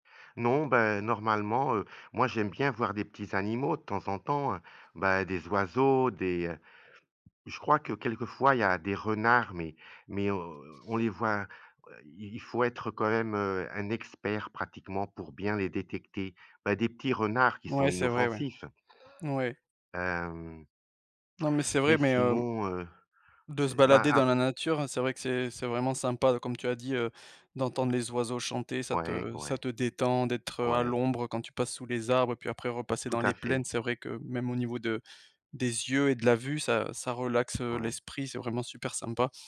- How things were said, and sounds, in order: other background noise; tapping
- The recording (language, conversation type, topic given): French, unstructured, Quel loisir te rend le plus heureux en ce moment ?
- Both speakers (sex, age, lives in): male, 30-34, Romania; male, 55-59, Portugal